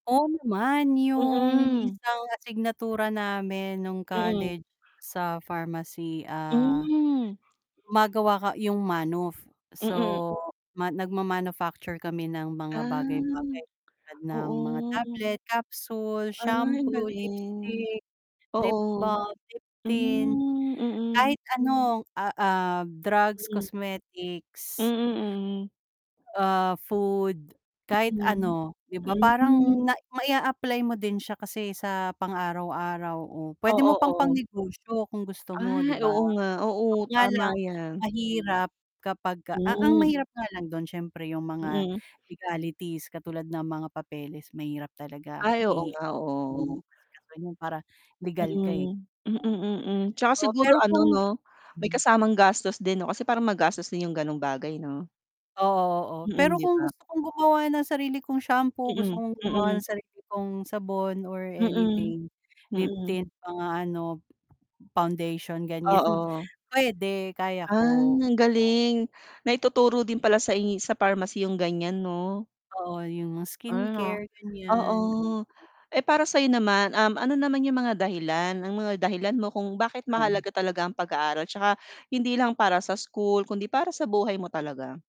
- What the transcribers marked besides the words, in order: tapping; static; distorted speech; other background noise; in English: "legalities"; unintelligible speech
- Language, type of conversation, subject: Filipino, unstructured, Paano mo ilalarawan ang isang mabuting guro, ano ang paborito mong asignatura sa paaralan, at bakit mahalaga sa’yo ang pag-aaral?